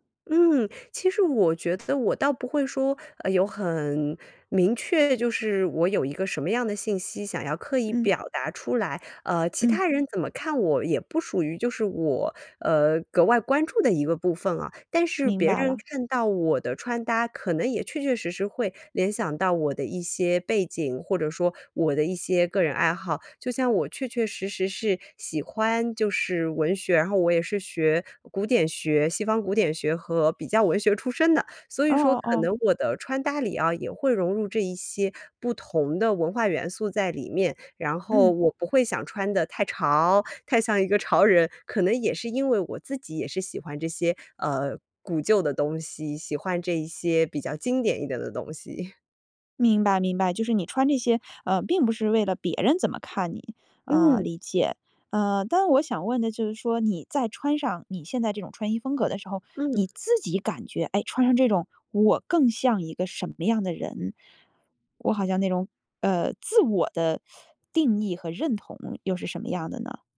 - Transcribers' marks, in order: other background noise; laughing while speaking: "潮人"; chuckle; teeth sucking
- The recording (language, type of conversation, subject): Chinese, podcast, 你觉得你的穿衣风格在传达什么信息？